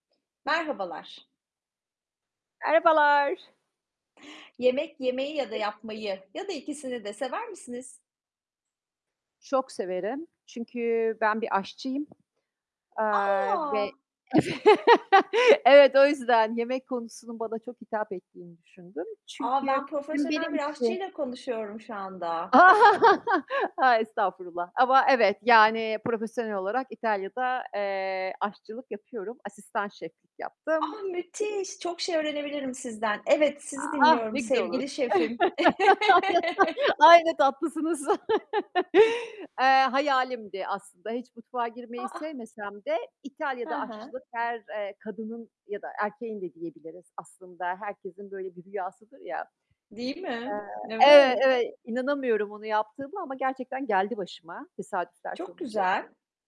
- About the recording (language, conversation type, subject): Turkish, unstructured, Yemek yaparken en çok hangi malzemenin tadını seviyorsun?
- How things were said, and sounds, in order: joyful: "Merhabalar"; static; unintelligible speech; other background noise; laugh; surprised: "A!"; laughing while speaking: "evet, o yüzden"; distorted speech; laughing while speaking: "A!"; laugh; joyful: "Ah, müthiş, çok şey öğrenebilirim sizden. Evet, sizi dinliyorum sevgili şefim"; tapping; laugh; laughing while speaking: "Ay, ne tatlısınız"; laugh; chuckle